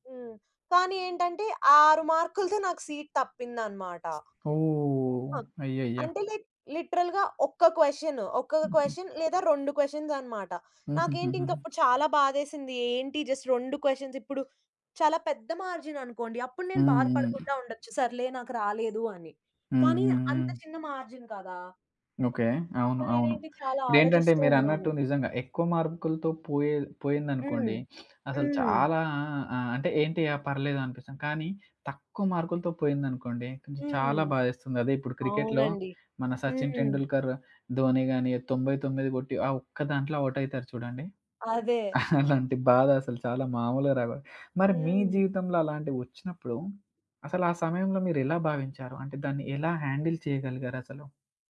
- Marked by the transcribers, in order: in English: "సీట్"; other background noise; in English: "లైక్ లిటరల్‌గా"; in English: "క్వషన్"; in English: "క్వషన్"; in English: "క్వషన్స్"; in English: "జస్ట్"; in English: "క్వషన్స్"; in English: "మార్జిన్"; in English: "మార్జిన్"; in English: "సో"; sniff; in English: "ఔట్"; chuckle; in English: "హ్యాండిల్"
- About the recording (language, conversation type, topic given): Telugu, podcast, మీరు ఒక పెద్ద ఓటమి తర్వాత మళ్లీ ఎలా నిలబడతారు?